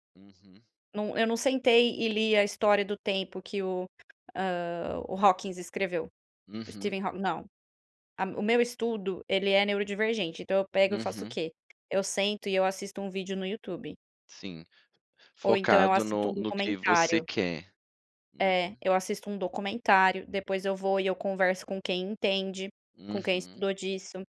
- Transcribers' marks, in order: none
- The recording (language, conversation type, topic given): Portuguese, podcast, Como manter a curiosidade ao estudar um assunto chato?